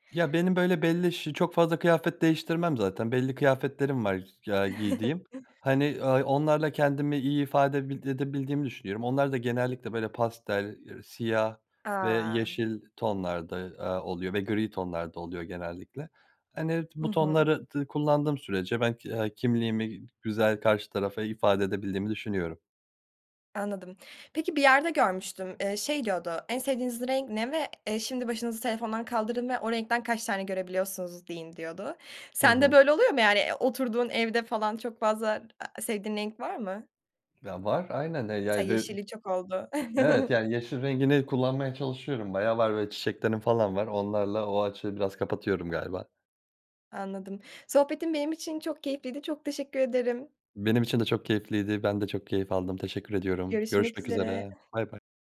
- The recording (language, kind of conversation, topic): Turkish, podcast, Hangi renkler sana enerji verir, hangileri sakinleştirir?
- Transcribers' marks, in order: chuckle; other background noise; tapping; chuckle